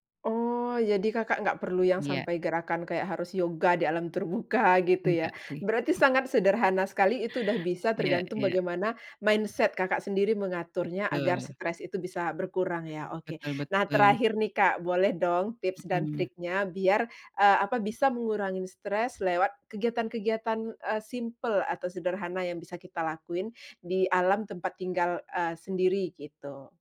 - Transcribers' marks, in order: laughing while speaking: "terbuka"; chuckle; in English: "mindset"; other background noise
- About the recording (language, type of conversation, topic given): Indonesian, podcast, Tips mengurangi stres lewat kegiatan sederhana di alam